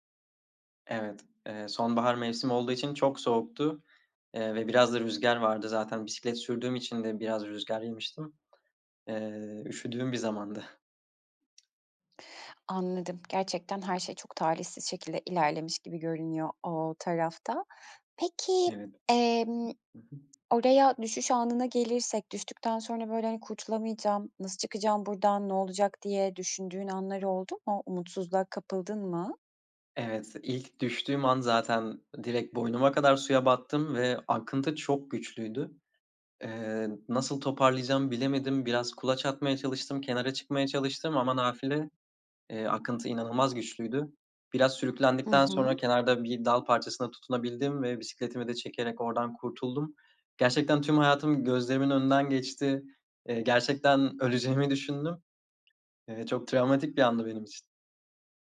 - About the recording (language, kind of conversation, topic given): Turkish, podcast, Bisiklet sürmeyi nasıl öğrendin, hatırlıyor musun?
- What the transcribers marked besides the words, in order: tapping; other background noise